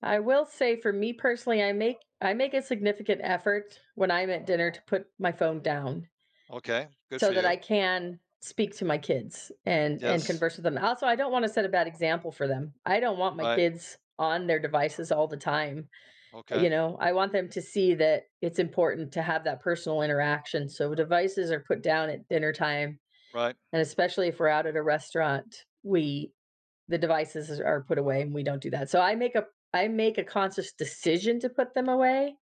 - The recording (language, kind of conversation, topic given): English, unstructured, How do your preferences for texting or calling shape the way you communicate with others?
- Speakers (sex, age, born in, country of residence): female, 50-54, United States, United States; male, 70-74, United States, United States
- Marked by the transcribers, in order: other background noise; tapping